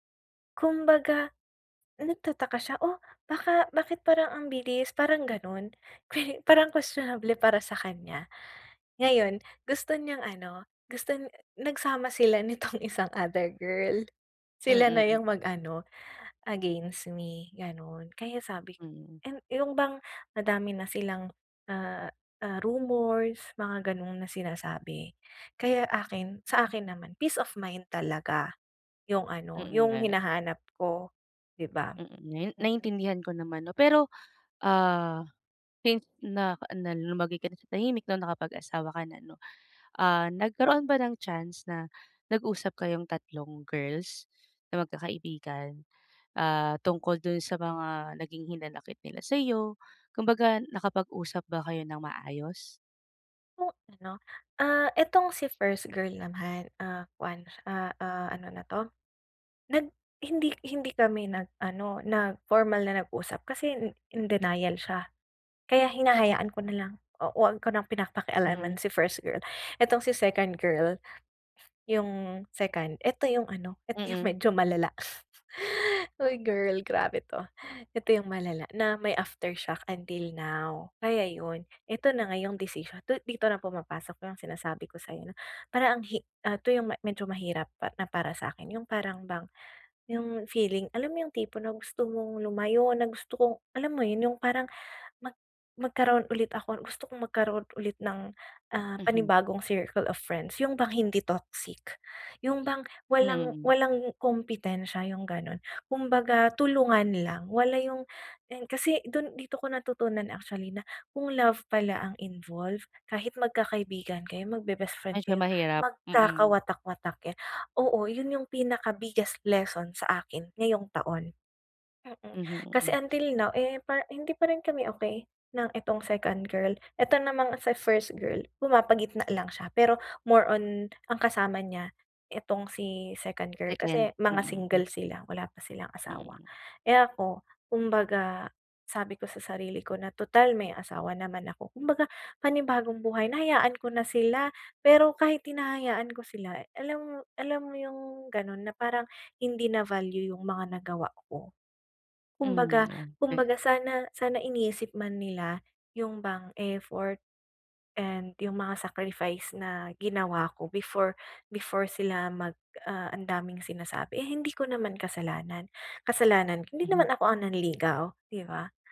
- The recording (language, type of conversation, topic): Filipino, advice, Paano ko pipiliin ang tamang gagawin kapag nahaharap ako sa isang mahirap na pasiya?
- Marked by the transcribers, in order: laughing while speaking: "nitong isang other girl"; in English: "against me"; in English: "peace of mind"; gasp; in English: "circle of friends"